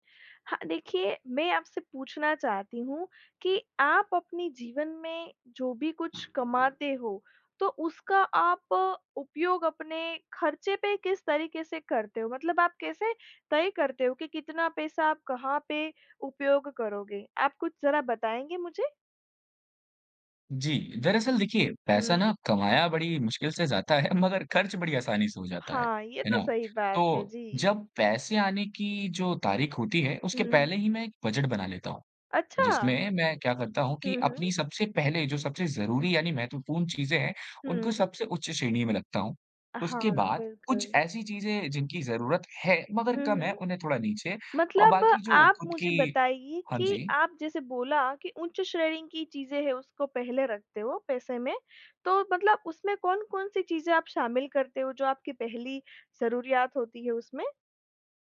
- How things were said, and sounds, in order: chuckle
- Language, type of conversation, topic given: Hindi, podcast, पैसे बचाने और खर्च करने के बीच आप फैसला कैसे करते हैं?